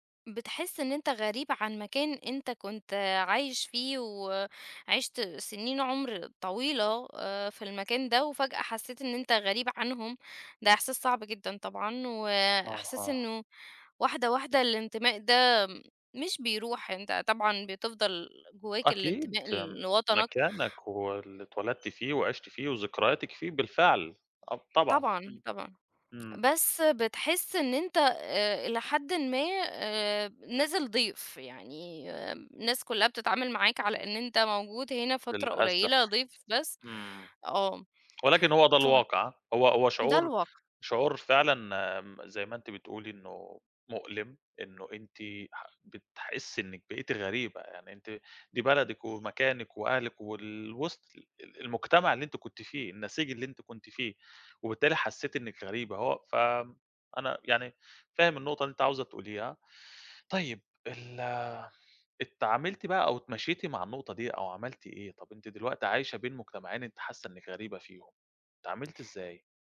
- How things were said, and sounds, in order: door; other background noise; tapping
- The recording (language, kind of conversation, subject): Arabic, podcast, إزاي بتحس بالانتماء لما يكون ليك أصلين؟